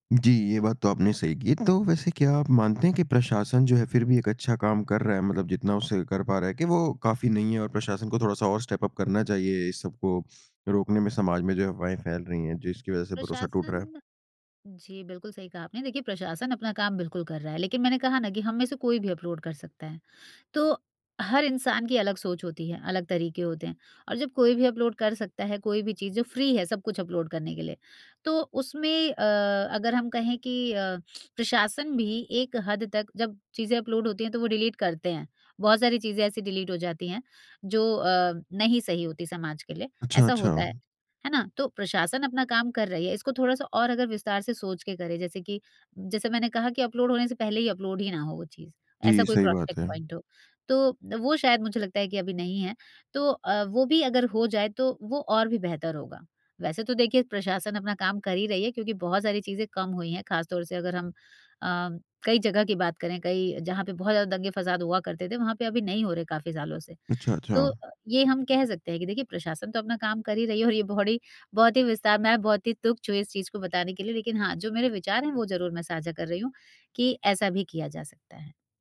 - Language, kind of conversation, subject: Hindi, podcast, समाज में अफवाहें भरोसा कैसे तोड़ती हैं, और हम उनसे कैसे निपट सकते हैं?
- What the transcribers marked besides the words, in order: in English: "स्टेप-अप"; sniff; in English: "अपलोड"; in English: "अपलोड"; in English: "अपलोड"; in English: "अपलोड"; in English: "डिलीट"; in English: "डिलीट"; in English: "अपलोड"; in English: "अपलोड"; in English: "क्रॉस चेक पॉइंट"